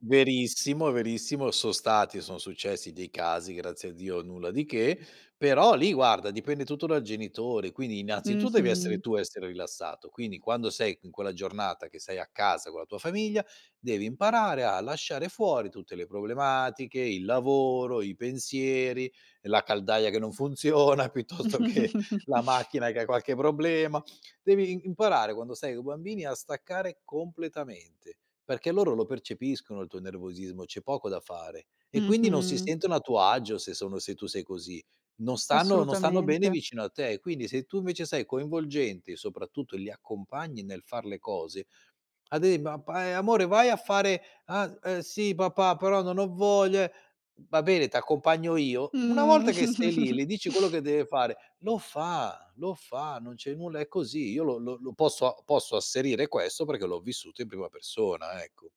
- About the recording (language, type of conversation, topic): Italian, podcast, Come si trasmettono le tradizioni ai bambini?
- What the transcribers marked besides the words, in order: laughing while speaking: "che non funziona, piuttosto che"; giggle; giggle